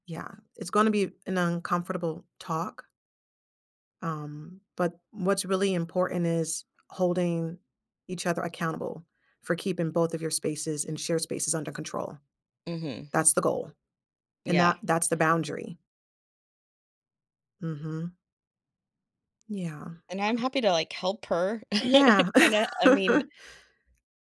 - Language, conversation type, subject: English, advice, How can I address my roommate's messy dishes and poor hygiene?
- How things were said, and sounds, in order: tapping; other background noise; chuckle; laugh